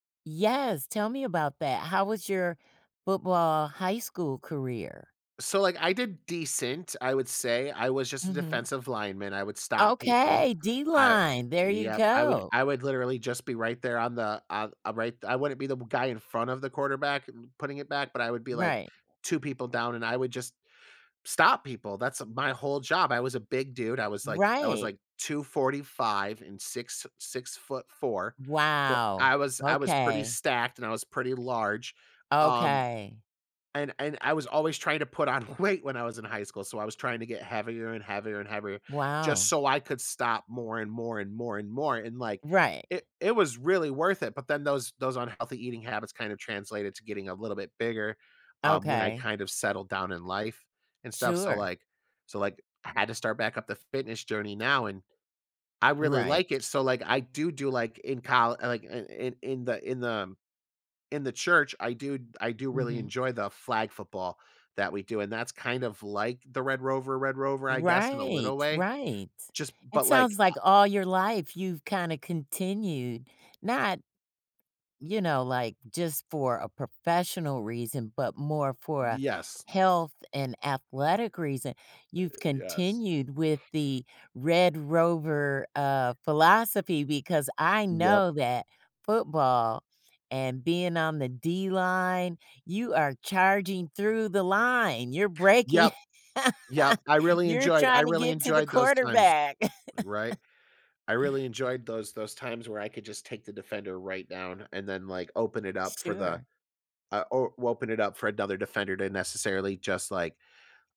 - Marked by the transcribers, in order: other background noise; laughing while speaking: "weight"; tapping; laughing while speaking: "breaking"; laugh; chuckle
- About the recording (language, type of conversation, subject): English, podcast, How did childhood games shape who you are today?
- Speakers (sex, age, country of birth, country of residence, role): female, 60-64, United States, United States, host; male, 35-39, United States, United States, guest